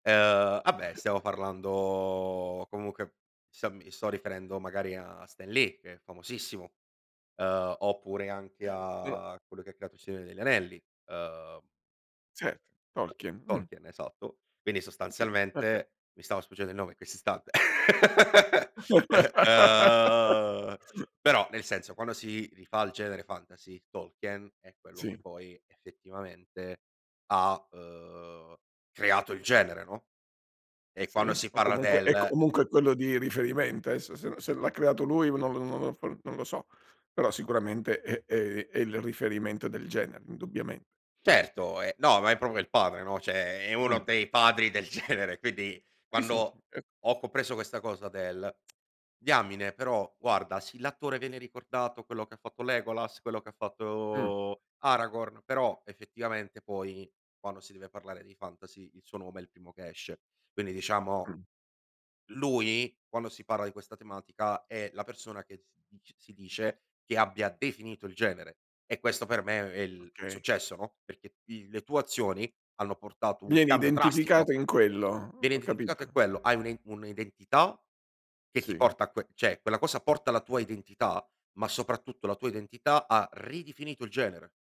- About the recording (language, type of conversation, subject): Italian, podcast, Come hai ridisegnato nel tempo il tuo concetto di successo?
- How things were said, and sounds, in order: chuckle; unintelligible speech; other background noise; laugh; "adesso" said as "aesso"; "proprio" said as "propo"; "cioè" said as "ceh"; laughing while speaking: "genere"; unintelligible speech; "compreso" said as "copreso"; "cioè" said as "ceh"; "ridefinito" said as "ridifinito"